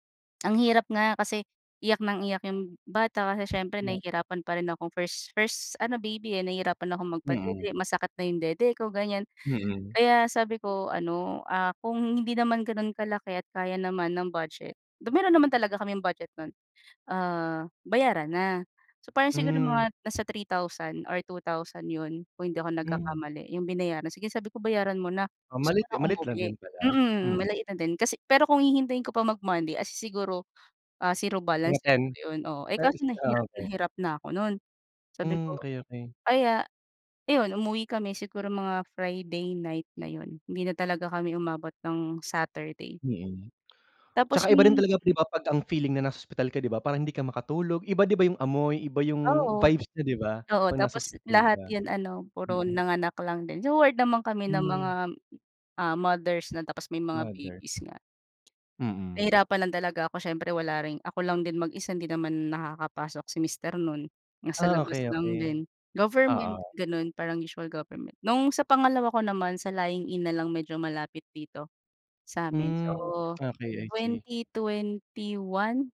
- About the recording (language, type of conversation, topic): Filipino, unstructured, Ano ang pinakamasayang sandaling naaalala mo?
- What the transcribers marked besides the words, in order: other background noise; unintelligible speech; in English: "though"; unintelligible speech; "Kaya" said as "aya"; in English: "Friday night"; tapping